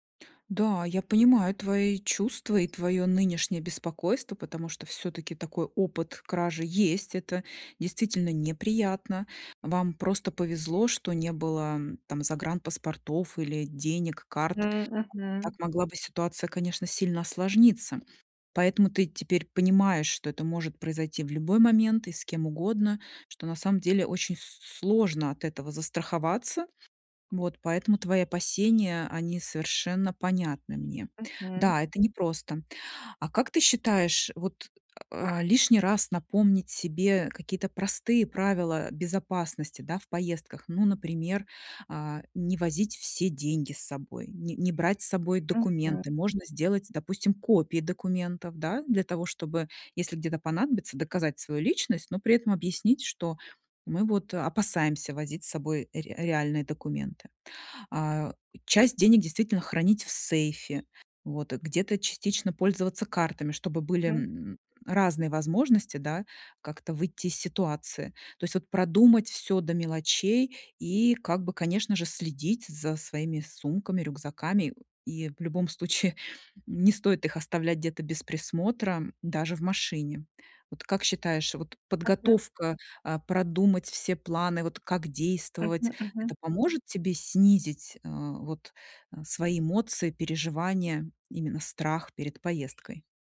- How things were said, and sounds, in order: other background noise; tapping; unintelligible speech
- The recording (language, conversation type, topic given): Russian, advice, Как оставаться в безопасности в незнакомой стране с другой культурой?